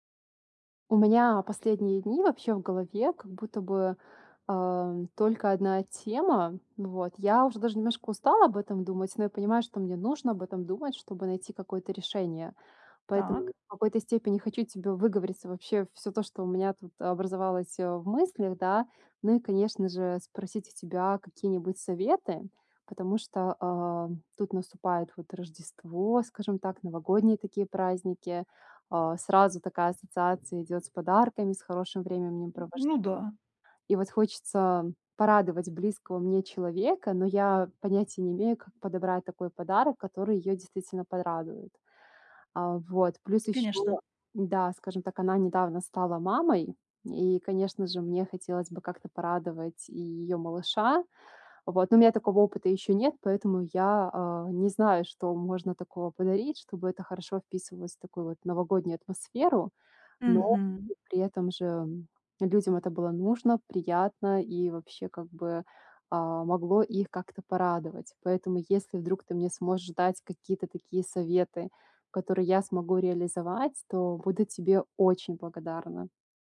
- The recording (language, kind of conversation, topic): Russian, advice, Как подобрать подарок, который действительно порадует человека и не будет лишним?
- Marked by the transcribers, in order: other background noise; "временем" said as "времемнем"; tapping